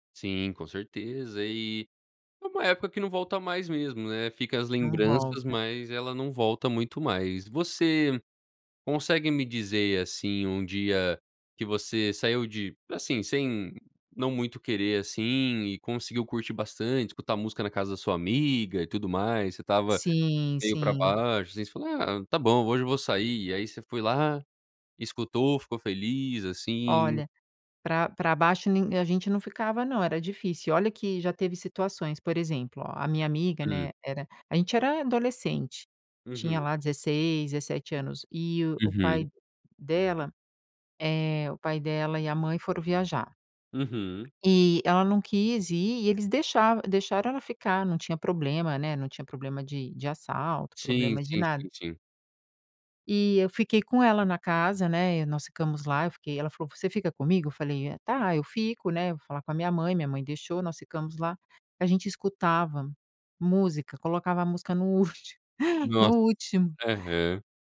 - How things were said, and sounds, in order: tapping; laughing while speaking: "último"
- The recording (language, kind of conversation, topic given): Portuguese, podcast, Qual música antiga sempre te faz voltar no tempo?